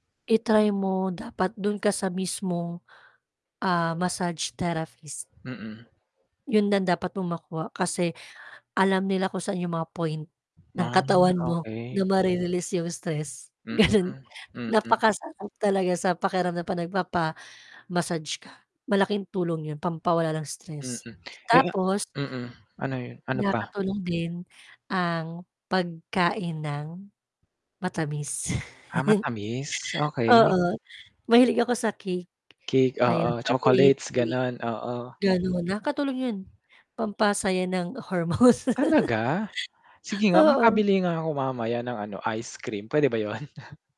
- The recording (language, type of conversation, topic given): Filipino, podcast, Ano ang paborito mong paraan para mabawasan ang stress?
- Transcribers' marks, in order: static; distorted speech; laughing while speaking: "gano'n"; lip smack; tapping; other background noise; chuckle; laughing while speaking: "hormones"; chuckle; chuckle